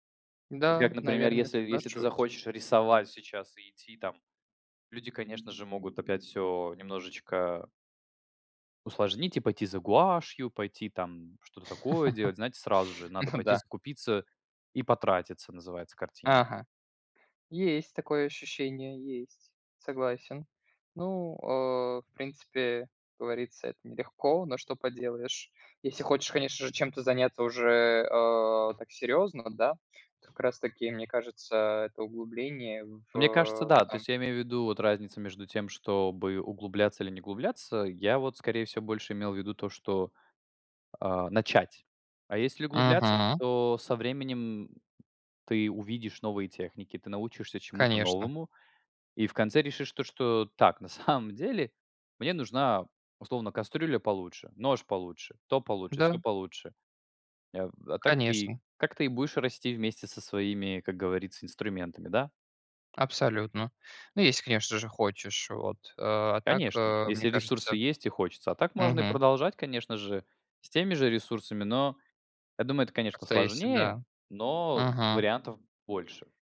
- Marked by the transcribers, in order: chuckle; other background noise; laughing while speaking: "самом"
- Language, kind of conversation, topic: Russian, unstructured, Какие простые способы расслабиться вы знаете и используете?